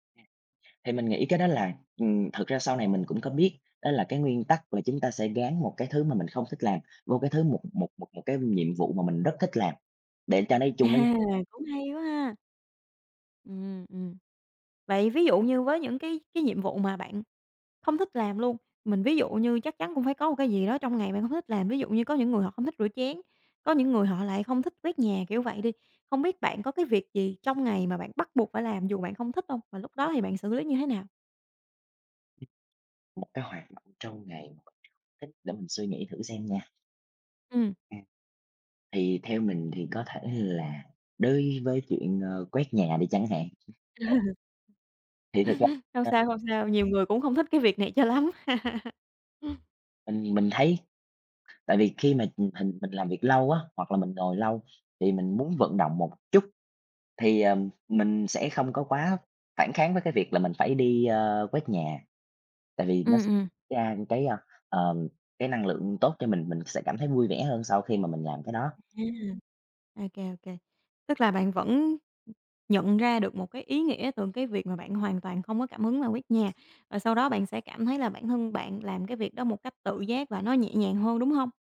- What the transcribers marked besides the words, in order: other background noise; laughing while speaking: "À"; tapping; unintelligible speech; chuckle; other noise; laughing while speaking: "cho lắm"; chuckle; background speech
- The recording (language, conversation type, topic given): Vietnamese, podcast, Làm sao bạn duy trì kỷ luật khi không có cảm hứng?